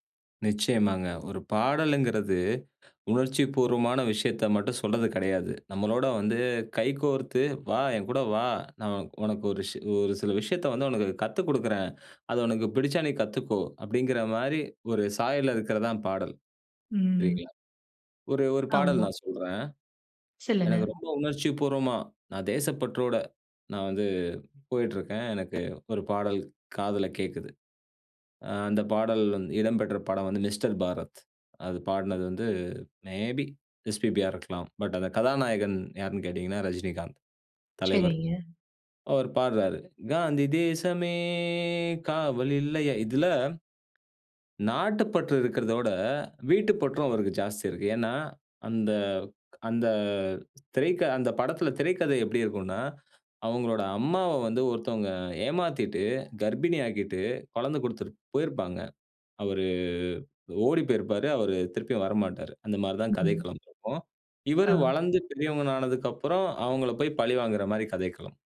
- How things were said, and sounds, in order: in English: "மே பி"; singing: "காந்தி தேசமே காவல் இல்லையா?"; "திரைக்கதை" said as "திரைக்க"
- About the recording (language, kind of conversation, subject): Tamil, podcast, உங்கள் சுயத்தைச் சொல்லும் பாடல் எது?